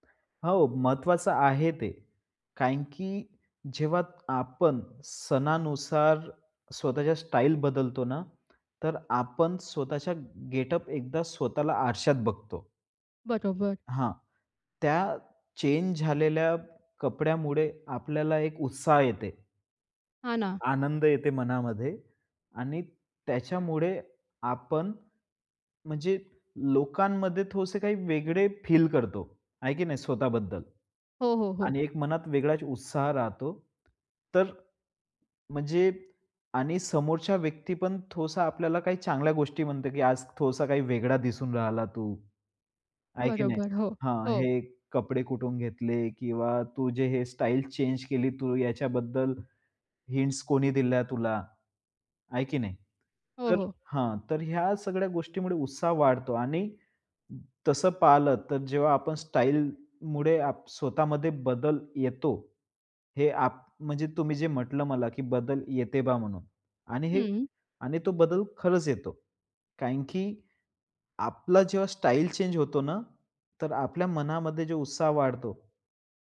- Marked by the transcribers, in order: tapping; in English: "गेटअप"; other background noise; in English: "चेंज"; in English: "चेंज"; in English: "हिंट्स"; in English: "चेंज"
- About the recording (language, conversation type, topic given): Marathi, podcast, सण-उत्सवांमध्ये तुम्ही तुमची वेशभूषा आणि एकूण लूक कसा बदलता?